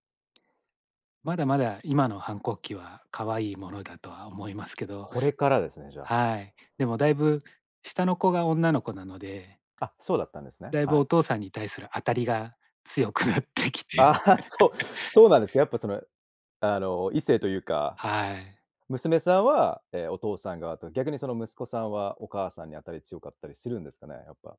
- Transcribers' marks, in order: other background noise; laughing while speaking: "強くなってきて"; laughing while speaking: "ああ、そう"; laugh
- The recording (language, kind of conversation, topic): Japanese, podcast, 家事の分担はどうやって決めていますか？